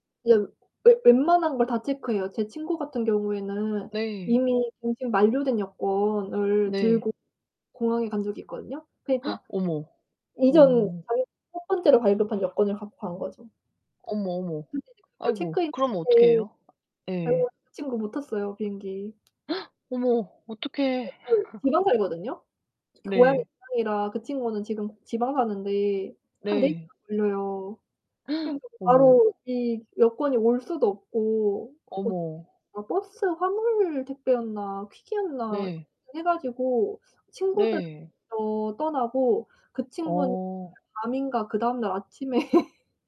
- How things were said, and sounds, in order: other background noise; distorted speech; gasp; gasp; tapping; laugh; gasp; laughing while speaking: "아침에"
- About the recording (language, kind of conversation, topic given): Korean, unstructured, 여행 중에 뜻밖의 일을 겪은 적이 있나요?